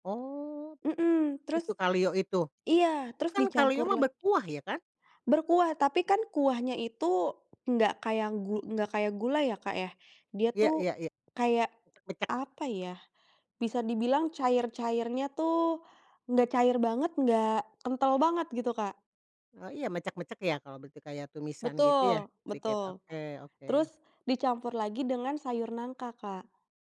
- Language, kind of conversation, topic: Indonesian, podcast, Bagaimana keluarga kalian menjaga dan mewariskan resep masakan turun-temurun?
- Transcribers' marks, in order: tapping; other background noise